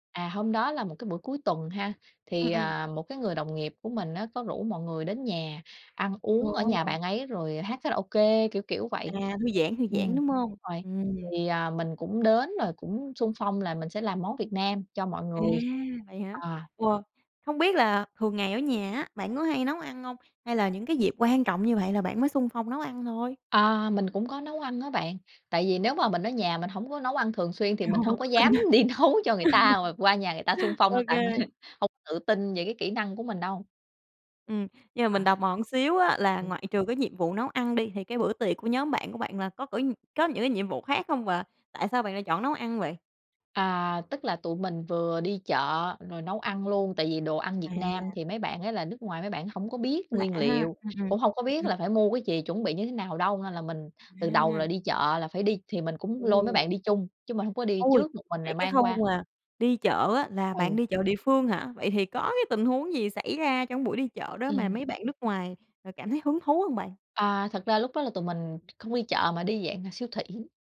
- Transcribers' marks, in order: laughing while speaking: "Ô"; laughing while speaking: "đi nấu"; laugh; laughing while speaking: "tại"; chuckle; tapping; other background noise
- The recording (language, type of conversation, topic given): Vietnamese, podcast, Bạn có thể kể về bữa ăn bạn nấu khiến người khác ấn tượng nhất không?